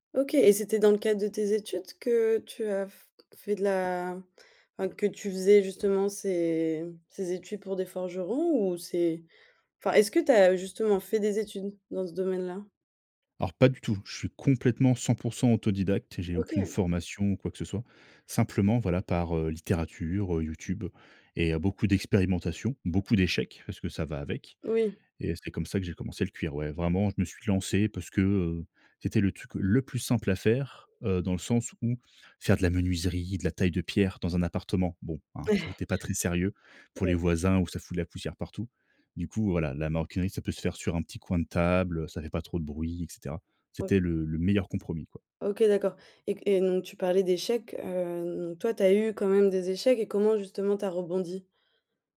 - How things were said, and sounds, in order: other background noise; stressed: "le"; chuckle
- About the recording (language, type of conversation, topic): French, podcast, Quel conseil donnerais-tu à quelqu’un qui débute ?